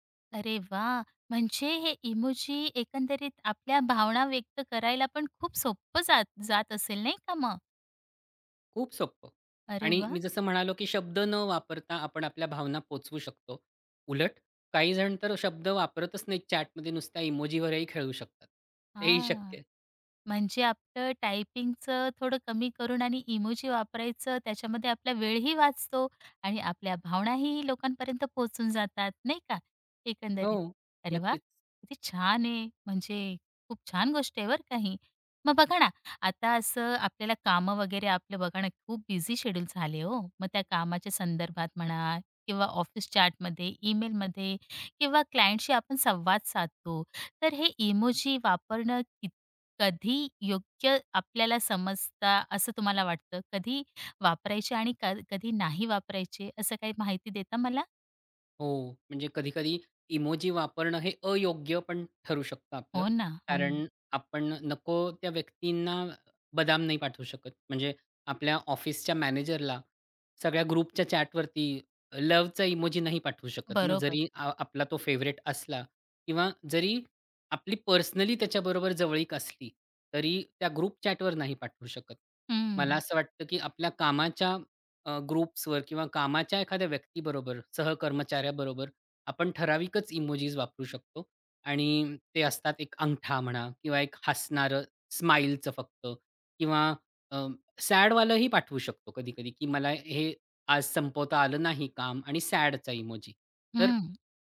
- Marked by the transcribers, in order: surprised: "अरे वाह!"; other noise; in English: "चॅटमध्ये"; other background noise; tapping; in English: "चॅटमध्ये"; in English: "ग्रुपच्या चॅटवरती"; in English: "फेव्हरेट"; in English: "ग्रुप चॅटवर"; in English: "ग्रुप्सवर"
- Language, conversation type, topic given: Marathi, podcast, इमोजी वापरण्याबद्दल तुमची काय मते आहेत?